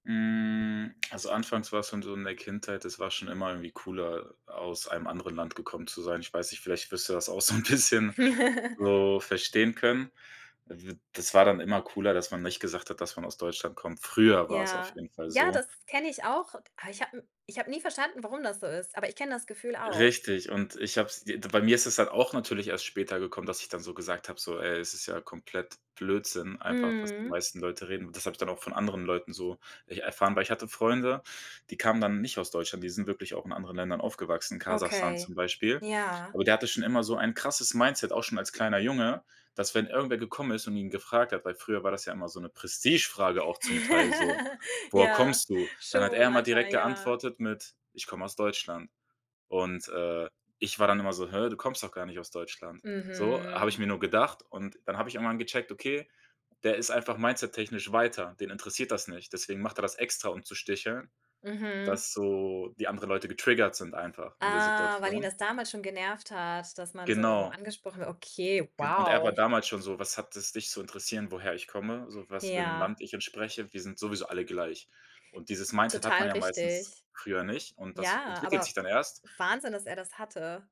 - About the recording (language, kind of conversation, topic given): German, podcast, Wann ist dir zum ersten Mal bewusst geworden, dass du zwischen zwei Kulturen lebst?
- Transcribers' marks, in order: drawn out: "Hm"; other background noise; giggle; laughing while speaking: "so 'n bisschen"; unintelligible speech; chuckle; drawn out: "Mhm"; drawn out: "Ah"